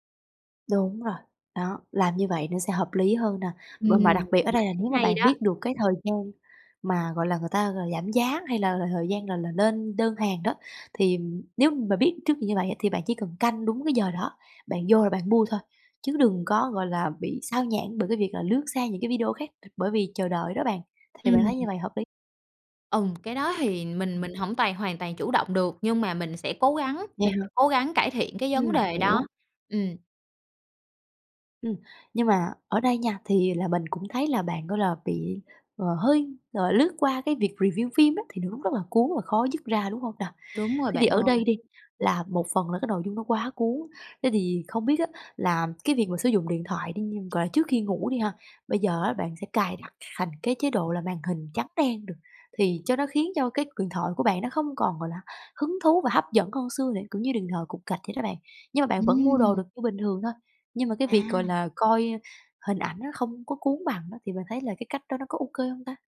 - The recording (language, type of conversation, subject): Vietnamese, advice, Dùng quá nhiều màn hình trước khi ngủ khiến khó ngủ
- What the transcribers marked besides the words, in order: tapping; other background noise; "Ừm" said as "ừng"; in English: "review"